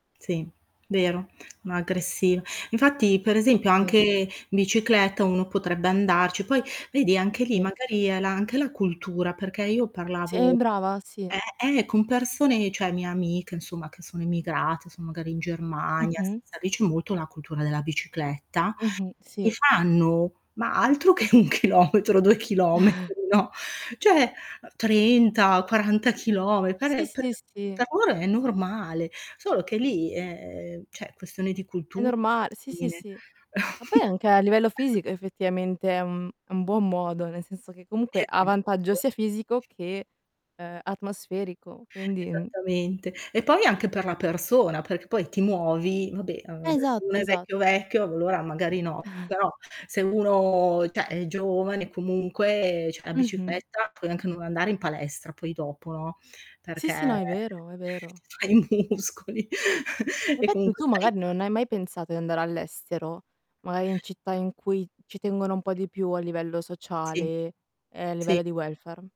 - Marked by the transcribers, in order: static; tapping; distorted speech; chuckle; laughing while speaking: "che un chilometro, due chilometri, no"; "Cioè" said as "ceh"; drawn out: "è"; chuckle; chuckle; drawn out: "uno"; "cioè" said as "ceh"; "cioè" said as "ceh"; laughing while speaking: "fai muscoli"
- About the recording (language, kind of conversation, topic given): Italian, unstructured, Che cosa diresti a chi ignora l’inquinamento atmosferico?